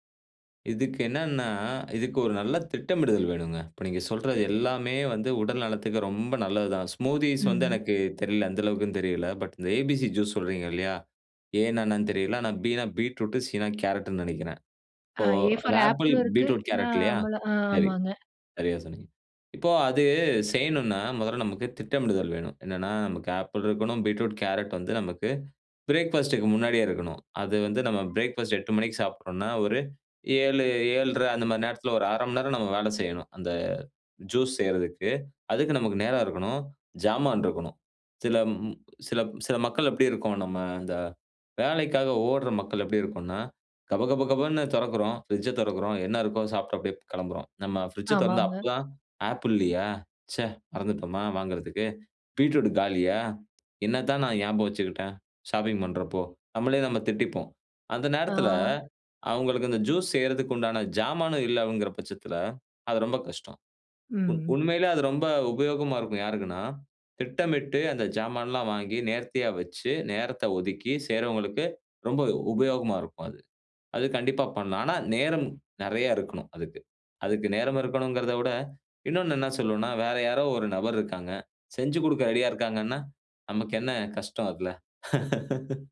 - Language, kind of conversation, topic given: Tamil, podcast, உங்கள் காலை உணவு பழக்கம் எப்படி இருக்கிறது?
- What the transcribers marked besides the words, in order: in English: "ஸ்மூத்தீஸ்"; in English: "ஏபிசி ஜூஸ்"; in English: "ஏ ஃபார்"; in English: "பிரேக்ஃபாஸ்ட்"; "சாமான்" said as "ஜாமான்"; in English: "ஷாப்பிங்"; "சாமானும்" said as "ஜாமானும்"; "சாமான்லாம்" said as "ஜாமான்லாம்"; "வைச்சு" said as "வச்சு"; joyful: "செஞ்சு குடுக்க ரெடியா இருக்காங்கன்னா, நமக்கு என்ன கஷ்டம் அதுல"; laugh